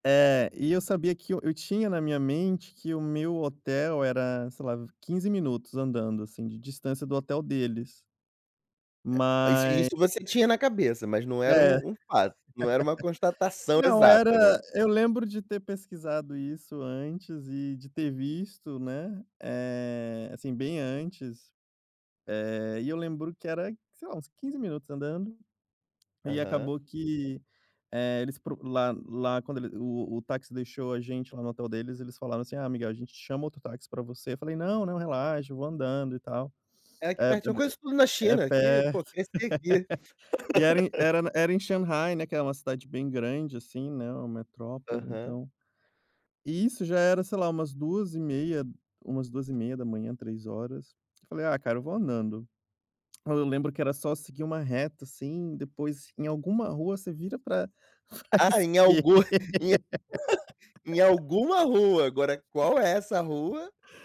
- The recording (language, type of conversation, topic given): Portuguese, podcast, Você já se perdeu numa viagem? Como conseguiu se encontrar?
- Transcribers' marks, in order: laugh; laugh; laugh; chuckle; laugh; other background noise